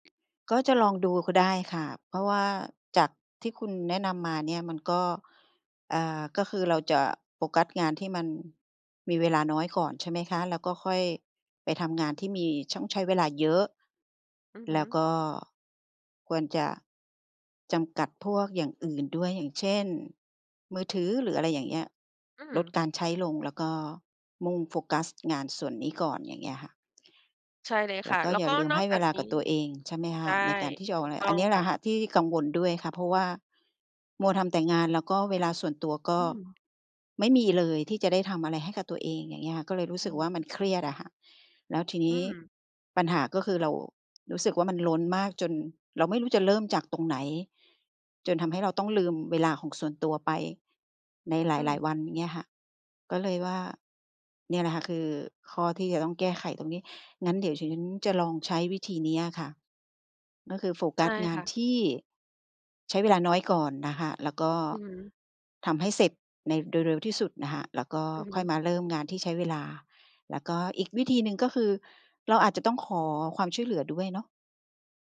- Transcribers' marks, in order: other background noise; tapping
- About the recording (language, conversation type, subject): Thai, advice, งานเยอะจนล้นมือ ไม่รู้ควรเริ่มจากตรงไหนก่อนดี?